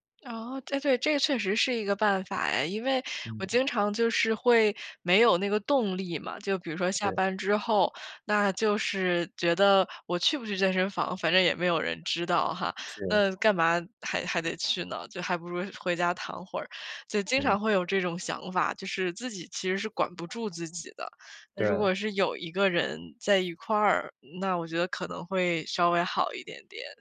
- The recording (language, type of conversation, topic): Chinese, advice, 如何才能养成规律运动的习惯，而不再三天打鱼两天晒网？
- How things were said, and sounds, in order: none